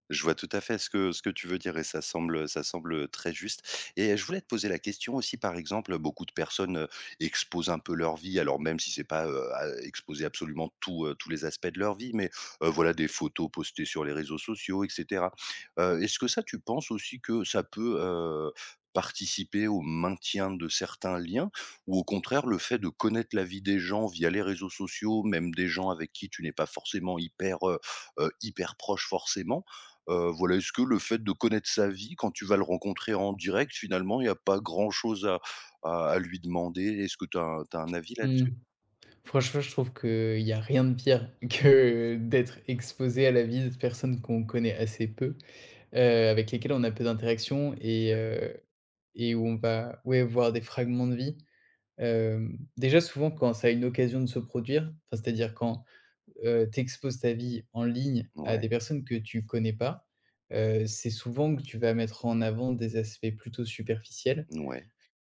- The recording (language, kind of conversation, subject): French, podcast, Est-ce que tu trouves que le temps passé en ligne nourrit ou, au contraire, vide les liens ?
- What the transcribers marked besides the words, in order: tapping; other background noise